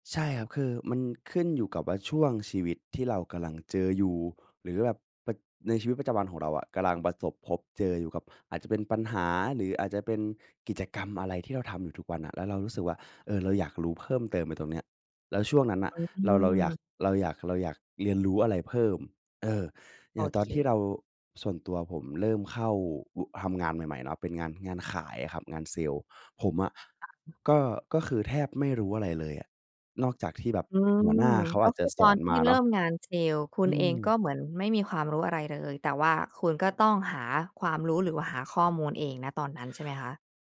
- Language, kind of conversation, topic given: Thai, podcast, มีแหล่งข้อมูลหรือแหล่งเรียนรู้ที่อยากแนะนำไหม?
- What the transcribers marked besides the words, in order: other background noise